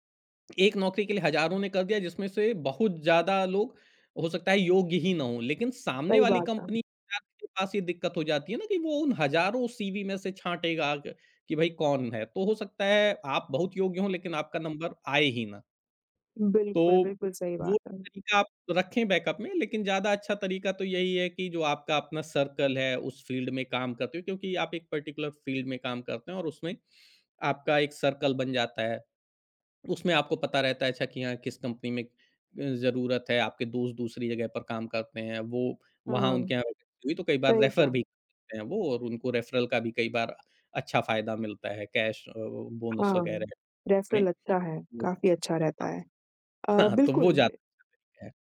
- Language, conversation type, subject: Hindi, podcast, नौकरी छोड़ने का सही समय आप कैसे पहचानते हैं?
- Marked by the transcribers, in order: tapping; unintelligible speech; in English: "नंबर"; in English: "बैकअप"; in English: "सर्कल"; in English: "फ़ील्ड"; in English: "पर्टिकुलर फ़ील्ड"; in English: "सर्कल"; in English: "वेकन्सी"; in English: "रेफ़र"; in English: "रेफ़रल"; in English: "रेफ़रल"; in English: "कैश"; in English: "बोनस"; laughing while speaking: "हाँ"